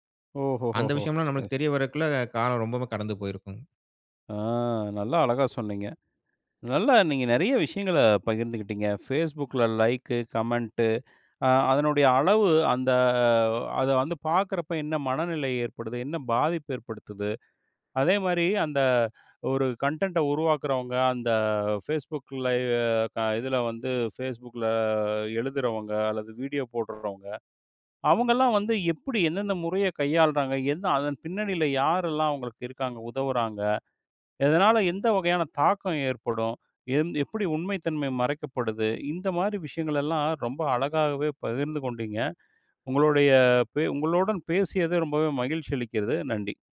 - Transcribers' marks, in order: in English: "லைக்கு, கமெண்ட்டு"; drawn out: "அந்த"; in English: "கன்டெண்ட்"
- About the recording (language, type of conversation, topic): Tamil, podcast, பேஸ்புக்கில் கிடைக்கும் லைக் மற்றும் கருத்துகளின் அளவு உங்கள் மனநிலையை பாதிக்கிறதா?